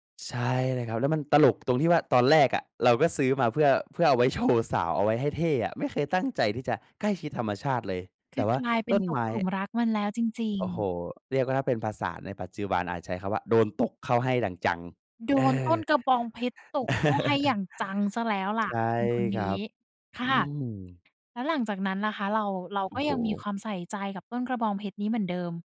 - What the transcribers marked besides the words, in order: chuckle; tapping
- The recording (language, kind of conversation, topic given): Thai, podcast, มีวิธีง่ายๆ อะไรบ้างที่ช่วยให้เราใกล้ชิดกับธรรมชาติมากขึ้น?